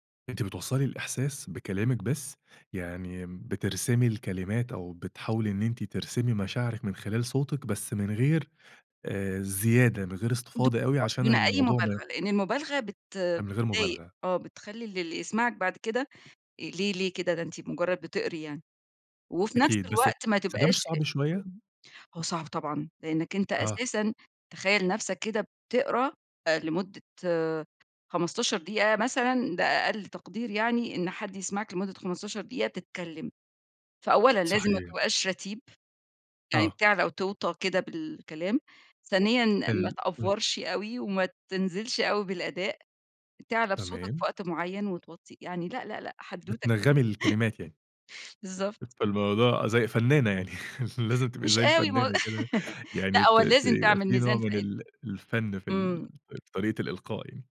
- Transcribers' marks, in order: tapping; other background noise; unintelligible speech; other street noise; in English: "تأڤورشِ"; laughing while speaking: "حدوتة كبيرة"; laughing while speaking: "لازم تبقى زي الفنّانة كده"; laughing while speaking: "مش أوي ما هو"; unintelligible speech
- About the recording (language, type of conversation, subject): Arabic, podcast, إزاي اكتشفت شغفك الحقيقي؟